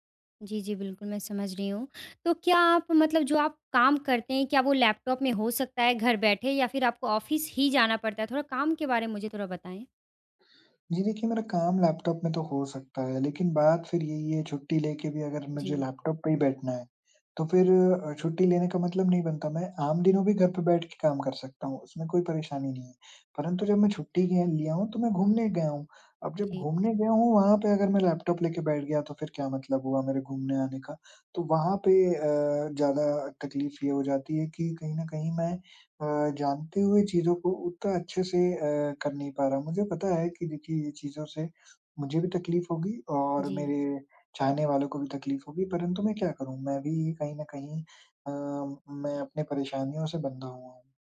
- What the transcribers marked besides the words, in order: tapping; in English: "ऑफ़िस"
- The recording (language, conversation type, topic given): Hindi, advice, मैं छुट्टी के दौरान दोषी महसूस किए बिना पूरी तरह आराम कैसे करूँ?